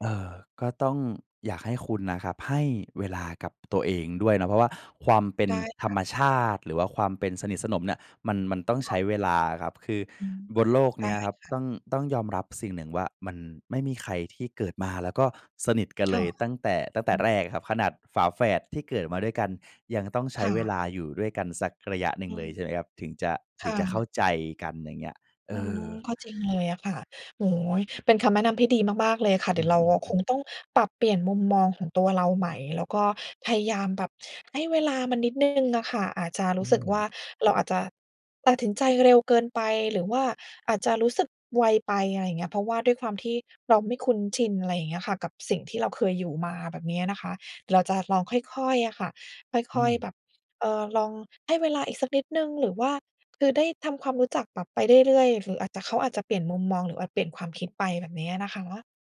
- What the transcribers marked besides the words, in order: tapping; other background noise; "ตัดสินใจ" said as "ตัดถินใจ"
- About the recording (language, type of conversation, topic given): Thai, advice, คุณกังวลเรื่องการเข้ากลุ่มสังคมใหม่และกลัวว่าจะเข้ากับคนอื่นไม่ได้ใช่ไหม?